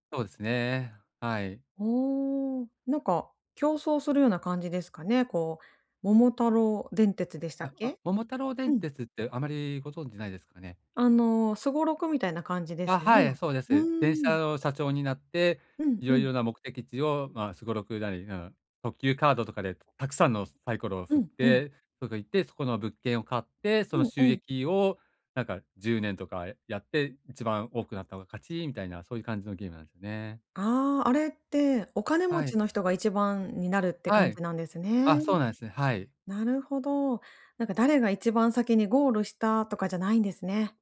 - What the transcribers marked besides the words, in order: none
- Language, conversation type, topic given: Japanese, advice, 予算内で満足できる買い物をするにはどうすればいいですか？